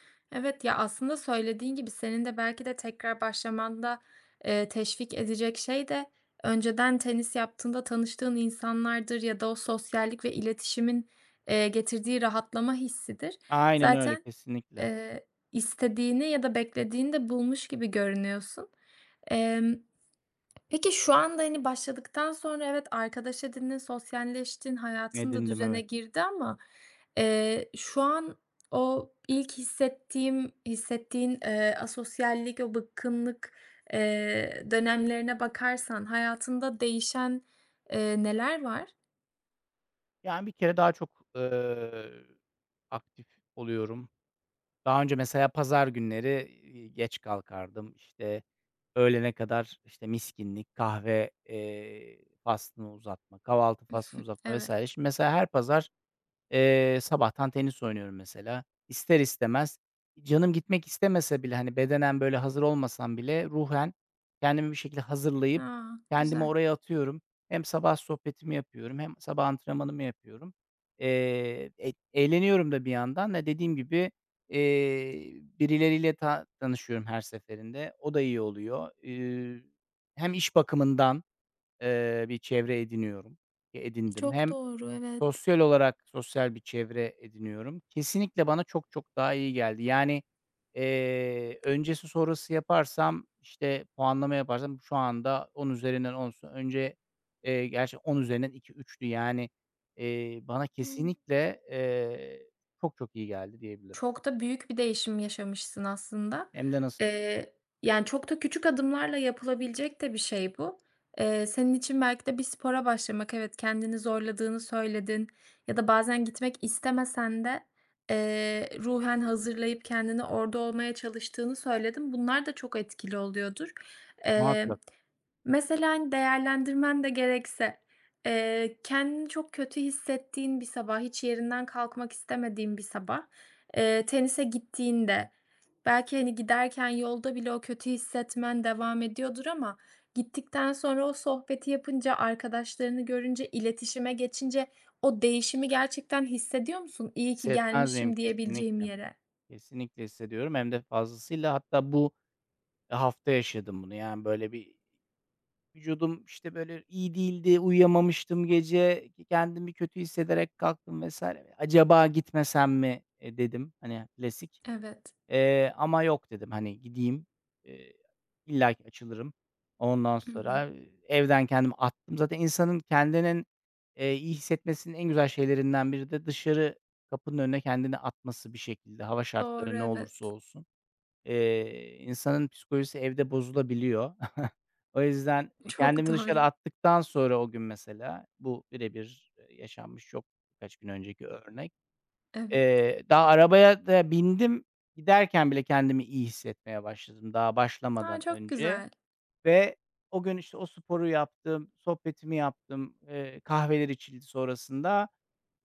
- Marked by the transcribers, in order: tapping; chuckle; other noise; other background noise; unintelligible speech; chuckle; laughing while speaking: "Çok doğru"
- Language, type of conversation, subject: Turkish, podcast, Bir hobiyi yeniden sevmen hayatını nasıl değiştirdi?